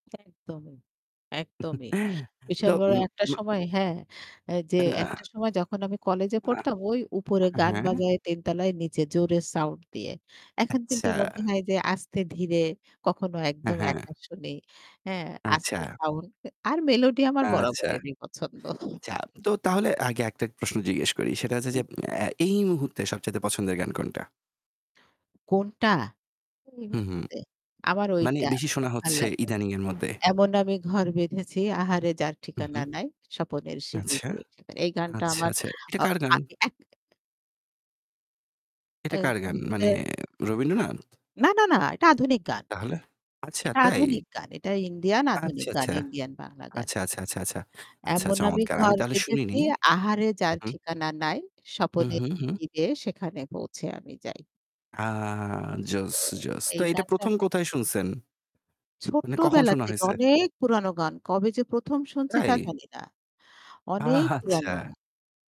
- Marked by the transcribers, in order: static; distorted speech; chuckle; laughing while speaking: "পছন্দ"; other background noise; drawn out: "মানে"; laughing while speaking: "আচ্ছা"
- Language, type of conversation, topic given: Bengali, unstructured, আপনার জীবনে কোন গান শুনে আপনি সবচেয়ে বেশি আনন্দ পেয়েছেন?